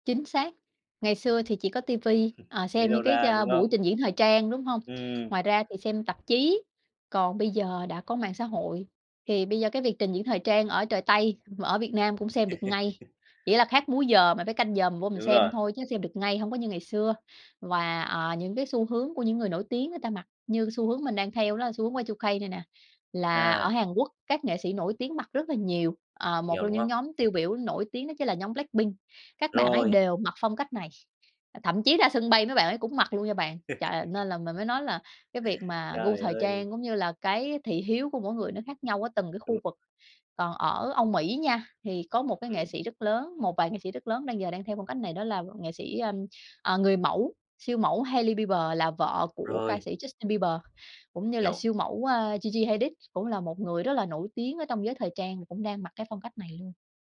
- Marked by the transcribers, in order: other background noise; laugh; laugh; unintelligible speech
- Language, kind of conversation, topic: Vietnamese, podcast, Bạn xử lý ra sao khi bị phán xét vì phong cách khác lạ?